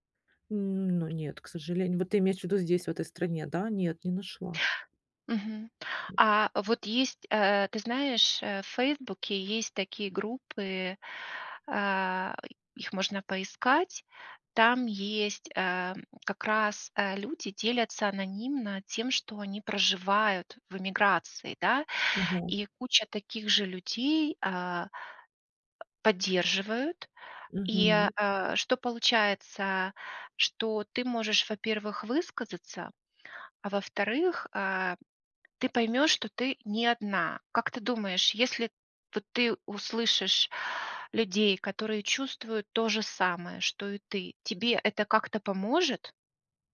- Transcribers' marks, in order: other noise; tapping; other background noise
- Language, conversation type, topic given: Russian, advice, Как справиться с одиночеством и тоской по дому после переезда в новый город или другую страну?